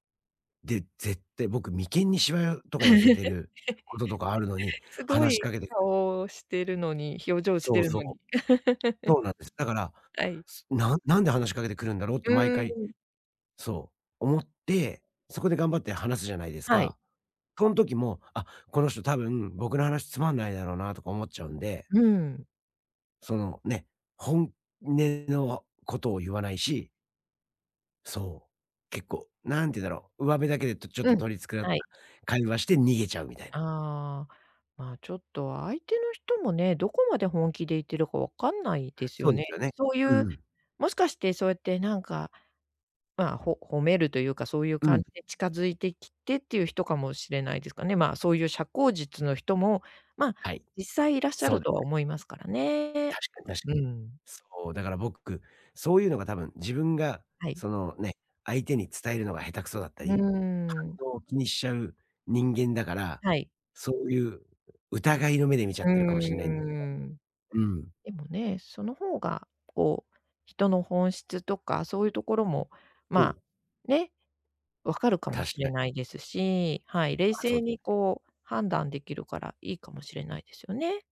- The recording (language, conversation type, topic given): Japanese, advice, 相手の反応を気にして本音を出せないとき、自然に話すにはどうすればいいですか？
- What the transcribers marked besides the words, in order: chuckle; other noise; chuckle; tapping; other background noise